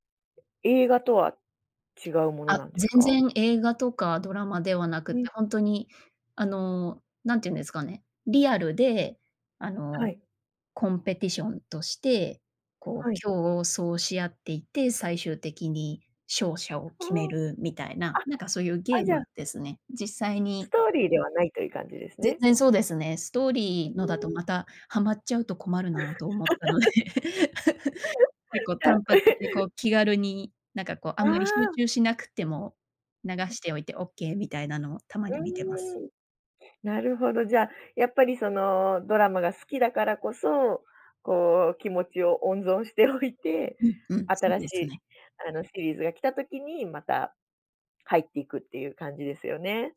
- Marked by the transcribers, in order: laugh; laughing while speaking: "思ったので"; laugh
- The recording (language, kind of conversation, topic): Japanese, podcast, 最近ハマっているドラマは、どこが好きですか？